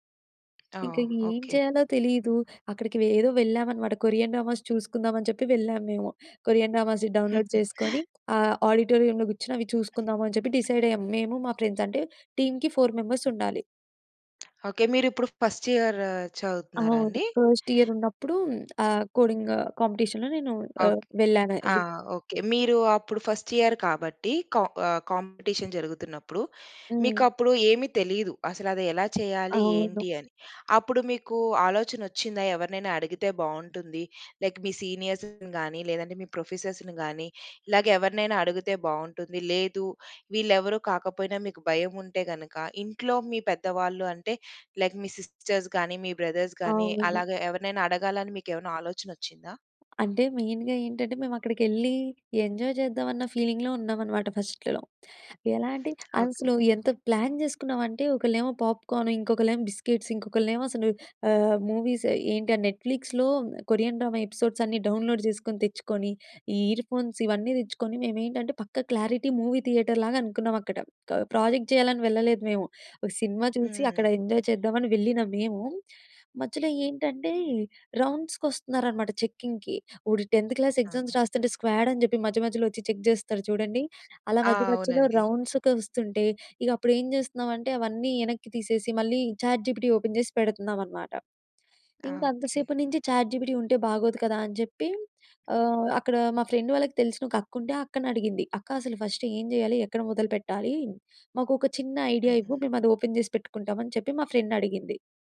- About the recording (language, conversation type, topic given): Telugu, podcast, నీ ప్యాషన్ ప్రాజెక్ట్ గురించి చెప్పగలవా?
- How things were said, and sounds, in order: other background noise; in English: "కొరియన్ డ్రామాస్"; in English: "కొరియన్ డ్రామాస్ డౌన్లోడ్"; chuckle; in English: "ఆడిటోరియంలో"; in English: "డిసైడ్"; in English: "ఫ్రెండ్స్"; in English: "టీంకి ఫోర్ మెంబర్స్"; in English: "ఫస్ట్ ఇయర్"; in English: "ఫస్ట్ ఇయర్"; in English: "కోడింగ్ కాంపిటీషన్‌లో"; in English: "ఫస్ట్ ఇయర్"; in English: "కాంపిటీషన్"; in English: "లైక్"; in English: "సీనియర్స్‌ని"; in English: "ప్రొఫెసర్స్‌ని"; in English: "లైక్"; in English: "సిస్టర్స్"; in English: "బ్రదర్స్"; in English: "మెయిన్‌గ"; in English: "ఎంజాయ్"; in English: "ఫీలింగ్‌లో"; in English: "ఫస్ట్‌లో"; in English: "ప్లాన్"; in English: "పాప్కార్న్"; in English: "బిస్కెట్స్"; in English: "మూవీస్"; in English: "నెట్‌ఫ్లిక్స్‌లో కొరియన్ డ్రామా ఎపిసోడ్స్"; in English: "డౌన్లోడ్"; in English: "ఇయర్ ఫోన్స్"; in English: "క్లారిటీ మూవీ థియేటర్"; in English: "ప్రాజెక్ట్"; in English: "ఎంజాయ్"; in English: "టెన్త్ క్లాస్ ఎగ్జామ్స్"; in English: "స్క్వాడ్"; in English: "చెక్"; in English: "రౌండ్స్‌కి"; in English: "ఫ్రెండ్"; in English: "ఫస్ట్"; in English: "ఐడియా"; in English: "ఓపెన్"; in English: "ఫ్రెండ్"